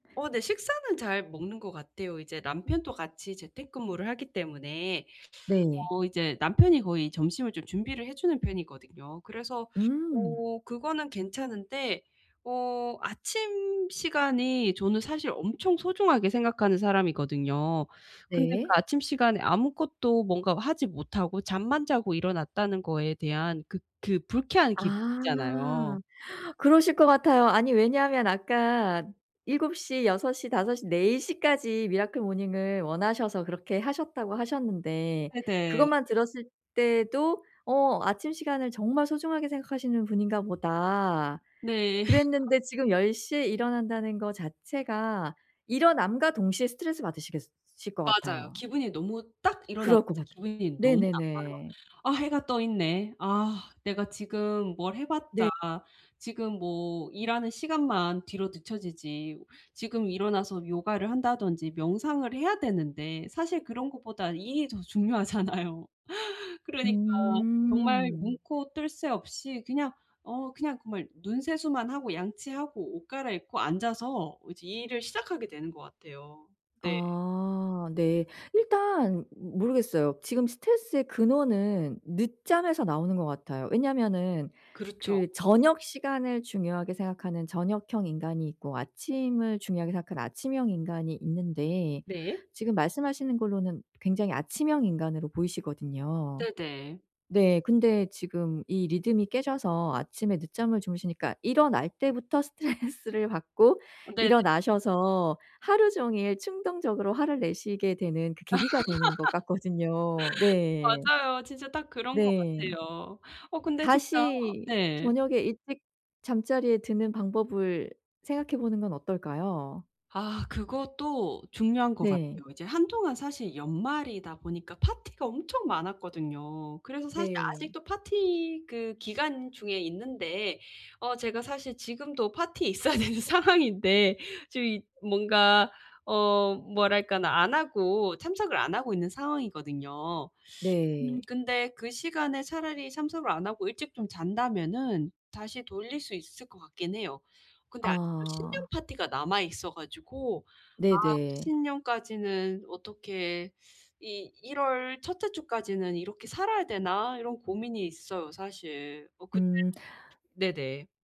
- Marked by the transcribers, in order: laugh; other background noise; laughing while speaking: "중요하잖아요"; laughing while speaking: "스트레스를"; laugh; laughing while speaking: "같거든요"; laughing while speaking: "있어야 되는 상황인데"
- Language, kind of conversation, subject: Korean, advice, 미래의 결과를 상상해 충동적인 선택을 줄이려면 어떻게 해야 하나요?